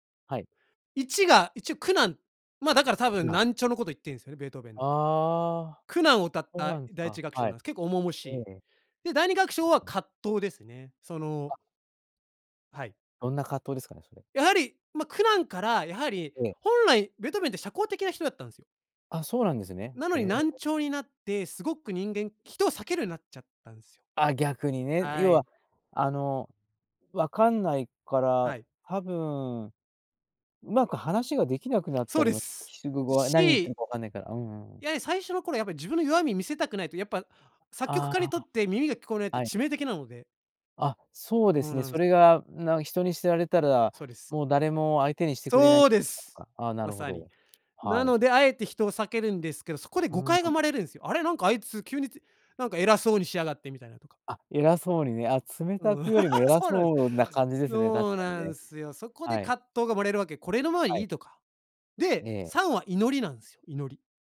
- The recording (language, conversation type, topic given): Japanese, podcast, 自分の人生を映画にするとしたら、主題歌は何ですか？
- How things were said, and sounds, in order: other noise; other background noise; unintelligible speech; laugh